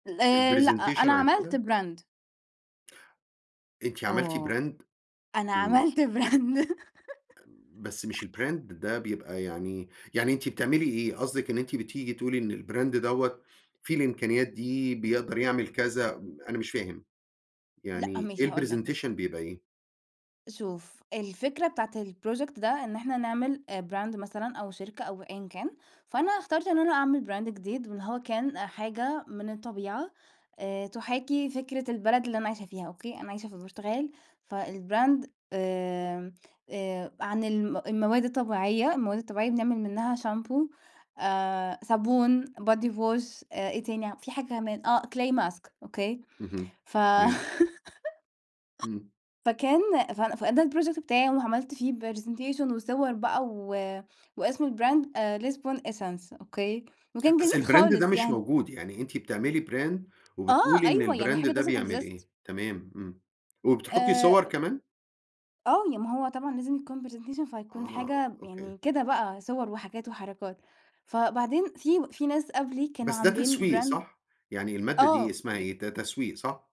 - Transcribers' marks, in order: in English: "الpresentation"; in English: "brand"; in English: "brand؟!"; laughing while speaking: "عملت brand"; in English: "brand"; in English: "الbrand"; laugh; in English: "الbrand"; in English: "الpresentation"; tapping; in English: "الproject"; in English: "brand"; in English: "brand"; in English: "فالbrand"; in English: "body wash"; in English: "clay mask"; laugh; in English: "الproject"; in English: "presentation"; in English: "الbrand"; in English: "الbrand"; in English: "brand"; in English: "doesn't exist"; in English: "الbrand"; in English: "presentation"; other noise; in English: "brand"
- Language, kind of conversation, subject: Arabic, podcast, إيه أكتر حاجة بتخوفك لما تعرض شغلك قدام الناس؟